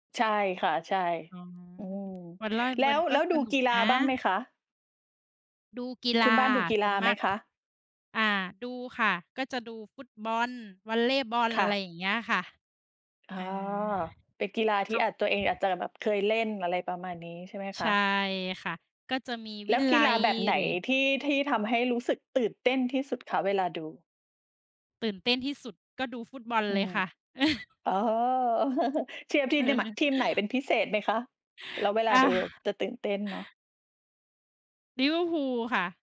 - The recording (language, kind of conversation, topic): Thai, unstructured, กีฬาแบบไหนที่ทำให้คุณรู้สึกตื่นเต้นที่สุดเวลาชม?
- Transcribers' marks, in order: tapping; other background noise; laugh